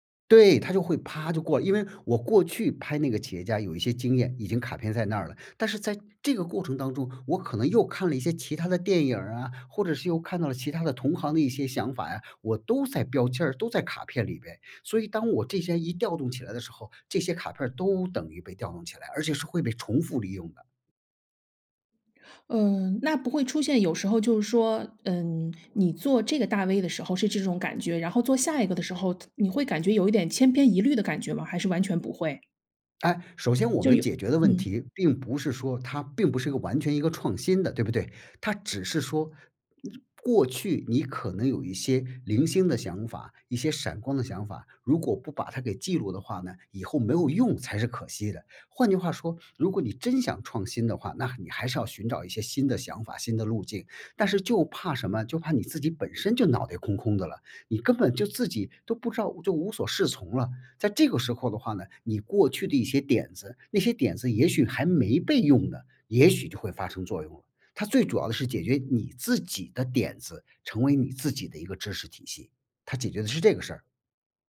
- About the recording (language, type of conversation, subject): Chinese, podcast, 你平时如何收集素材和灵感？
- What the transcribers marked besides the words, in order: none